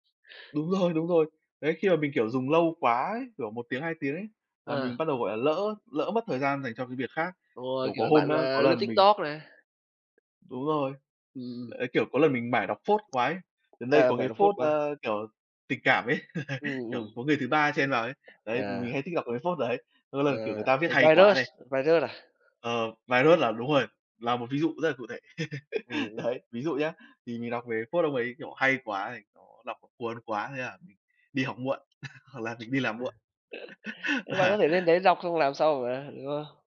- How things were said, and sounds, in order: tapping; other background noise; laugh; laugh; laugh; laughing while speaking: "Và"
- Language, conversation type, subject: Vietnamese, unstructured, Bạn sẽ cảm thấy thế nào nếu bị mất điện thoại trong một ngày?